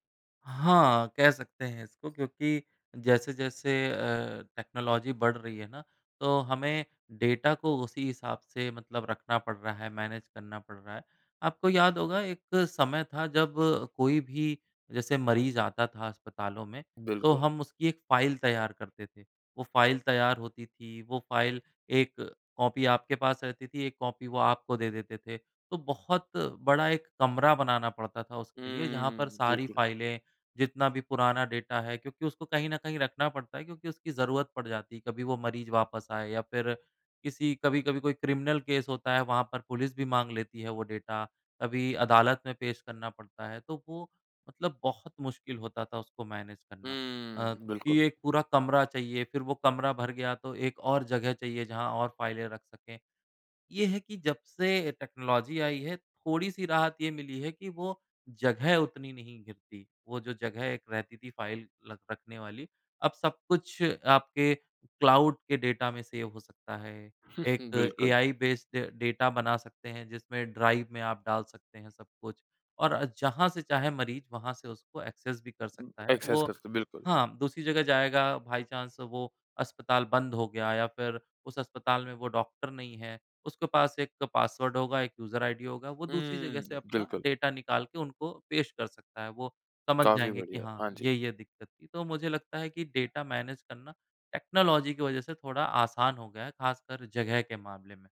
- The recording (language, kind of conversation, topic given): Hindi, podcast, स्वास्थ्य की देखभाल में तकनीक का अगला बड़ा बदलाव क्या होगा?
- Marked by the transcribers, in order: other background noise; in English: "टेक्नोलॉज़ी"; in English: "डेटा"; in English: "मैनेज"; in English: "डेटा"; in English: "क्रिमिनल केस"; in English: "डेटा"; in English: "मैनेज"; tapping; in English: "टेक्नोलॉज़ी"; in English: "क्लाउड"; in English: "डेटा"; in English: "सेव"; in English: "बेस्ड डेटा"; chuckle; in English: "ड्राइव"; in English: "एक्सेस"; in English: "एक्सेस"; in English: "बाय चांस"; in English: "पासवर्ड"; in English: "यूज़र आईडी"; in English: "डेटा मैनेज"; in English: "टेक्नोलॉज़ी"